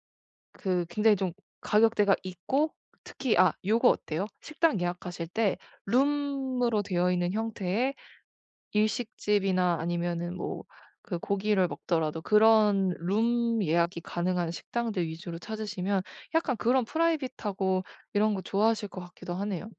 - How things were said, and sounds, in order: other background noise; tapping
- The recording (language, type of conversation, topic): Korean, advice, 여행 중 스트레스를 어떻게 줄이고 편안하게 지낼 수 있을까요?